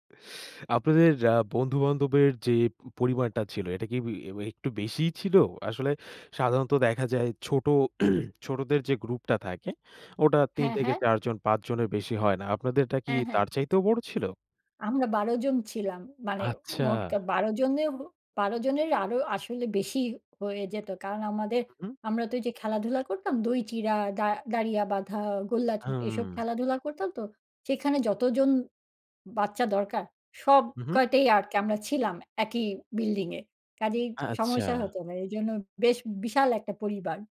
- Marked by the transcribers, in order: inhale; throat clearing
- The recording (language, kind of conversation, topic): Bengali, podcast, শিশুকাল থেকে আপনার সবচেয়ে মজার স্মৃতিটি কোনটি?